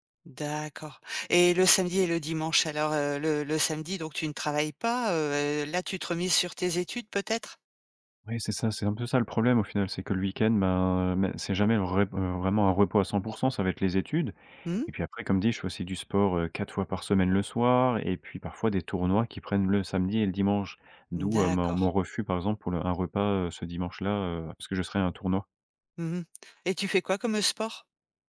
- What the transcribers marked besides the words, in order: none
- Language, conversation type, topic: French, advice, Pourquoi est-ce que je me sens coupable vis-à-vis de ma famille à cause du temps que je consacre à d’autres choses ?